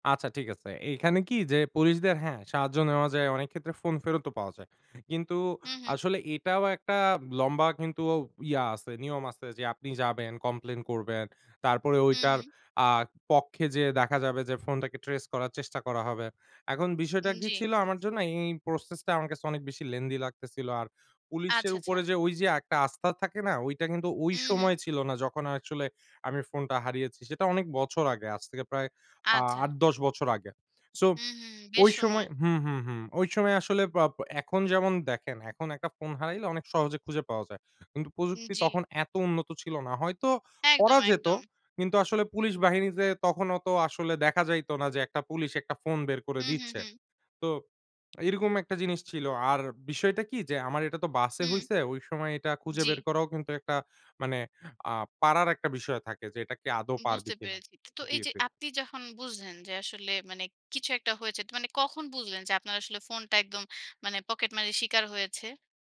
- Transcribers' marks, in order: in English: "ট্রেস"; in English: "lengthy"; in English: "অ্যাকচুয়ালি"; lip smack; other background noise; lip smack
- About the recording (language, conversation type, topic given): Bengali, podcast, পকেটমারির শিকার হলে আপনি কী করবেন?